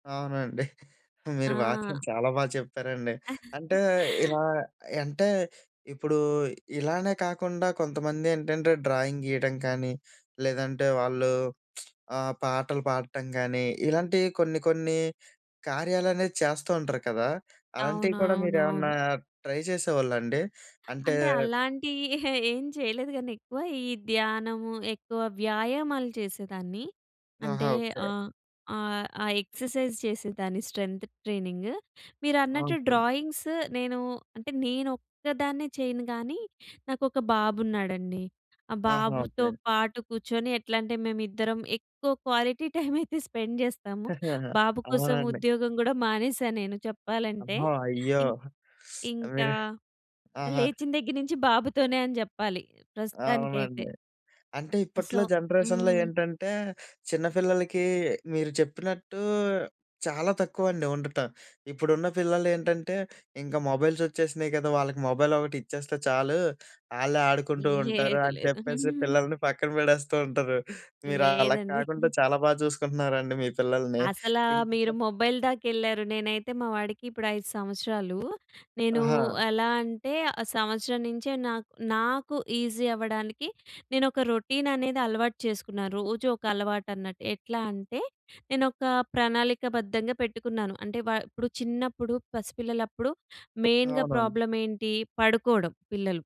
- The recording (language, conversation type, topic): Telugu, podcast, రోజూ చేసే చిన్న అలవాట్లు మీ సృజనాత్మకతకు ఎలా తోడ్పడతాయి?
- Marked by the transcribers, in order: giggle; chuckle; in English: "డ్రాయింగ్"; lip smack; in English: "ట్రై"; giggle; in English: "ఎక్ససైజ్"; in English: "స్ట్రెంథ్ ట్రైనింగ్"; in English: "ఆసమ్"; in English: "డ్రాయింగ్స్"; in English: "క్వాలిటీ"; laughing while speaking: "టైమైతే స్పెండ్ జేస్తాము"; in English: "స్పెండ్"; chuckle; other noise; other background noise; in English: "జనరేషన్‌లో"; in English: "సో"; chuckle; giggle; in English: "మొబైల్"; in English: "ఈజీ"; in English: "మెయిన్‌గా"